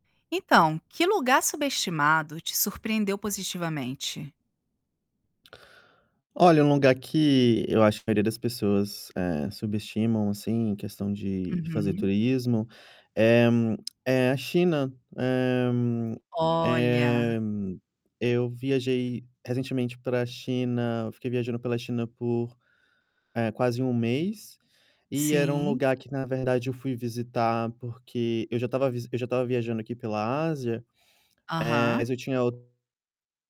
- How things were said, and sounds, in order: static; tapping; tongue click
- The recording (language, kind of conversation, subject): Portuguese, podcast, Que lugar subestimado te surpreendeu positivamente?